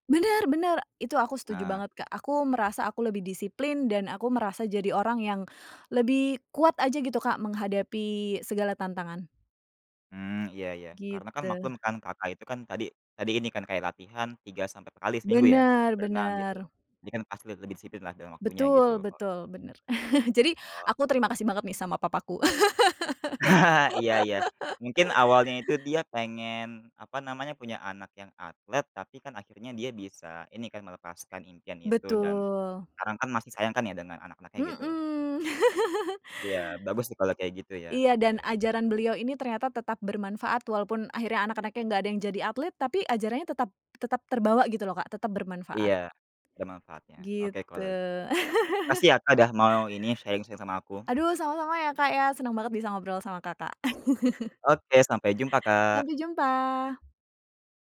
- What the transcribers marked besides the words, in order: tapping; chuckle; chuckle; laugh; chuckle; chuckle; in English: "sharing-sharing"; chuckle
- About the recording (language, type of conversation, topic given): Indonesian, podcast, Bisakah kamu menceritakan salah satu pengalaman masa kecil yang tidak pernah kamu lupakan?